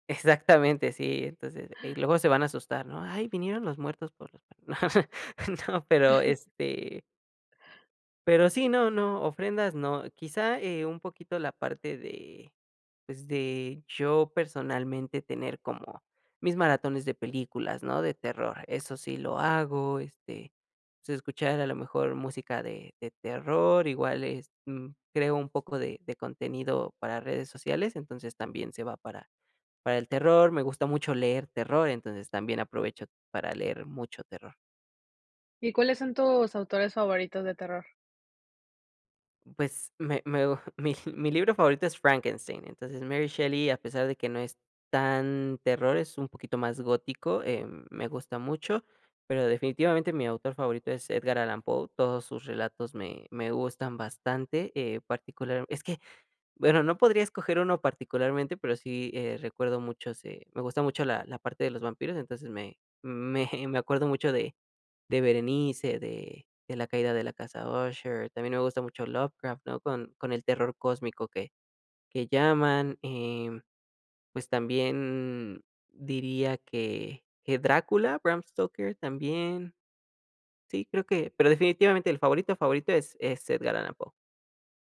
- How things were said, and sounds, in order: chuckle; tapping; laughing while speaking: "no, pero"; chuckle; chuckle
- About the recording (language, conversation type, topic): Spanish, podcast, ¿Has cambiado alguna tradición familiar con el tiempo? ¿Cómo y por qué?